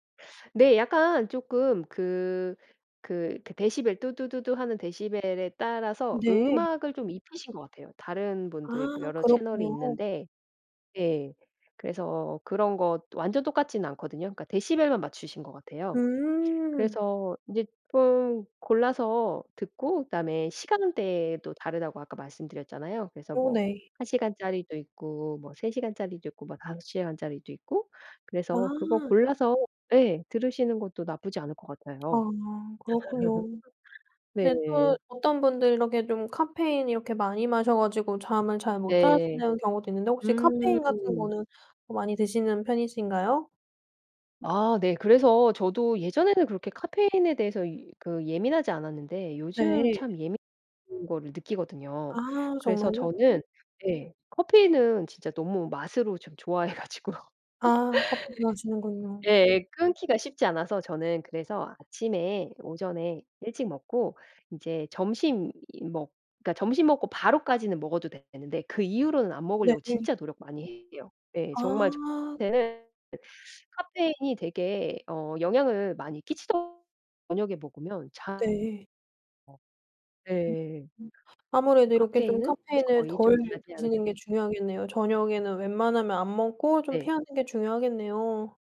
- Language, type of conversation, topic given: Korean, podcast, 잠이 잘 안 올 때는 보통 무엇을 하시나요?
- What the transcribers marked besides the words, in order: tapping; laugh; other background noise; laughing while speaking: "좋아해 가지고요"; laugh